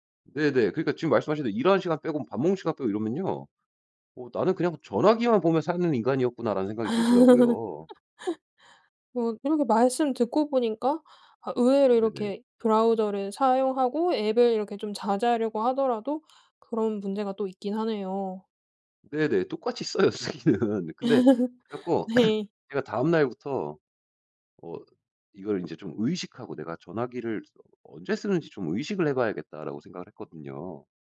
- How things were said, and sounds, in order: laugh; in English: "브라우저를"; laughing while speaking: "써요 쓰기는"; laugh; throat clearing; other background noise
- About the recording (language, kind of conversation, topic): Korean, podcast, 화면 시간을 줄이려면 어떤 방법을 추천하시나요?